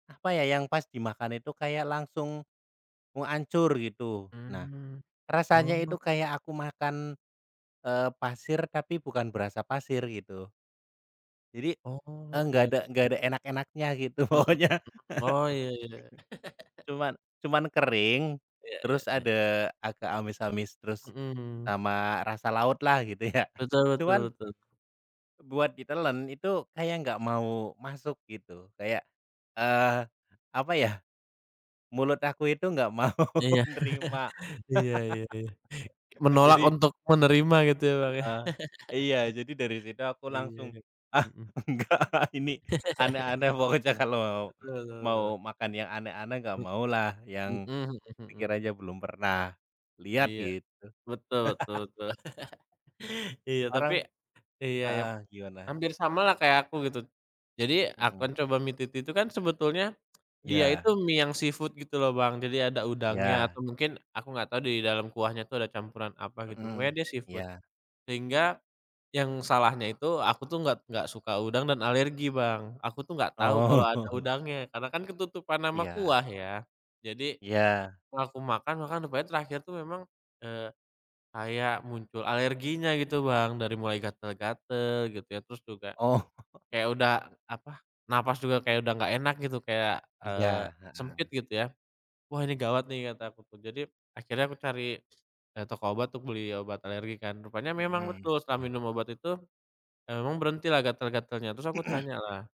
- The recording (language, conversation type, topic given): Indonesian, unstructured, Apa makanan paling aneh yang pernah kamu coba saat bepergian?
- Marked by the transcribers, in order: laughing while speaking: "gitu, pokoknya"; chuckle; other background noise; laugh; laughing while speaking: "ya"; tapping; laughing while speaking: "Iya"; laughing while speaking: "mau"; laugh; laugh; laughing while speaking: "enggak ah"; laugh; laugh; in English: "seafood"; in English: "seafood"; laughing while speaking: "Oh"; laughing while speaking: "Oh"; throat clearing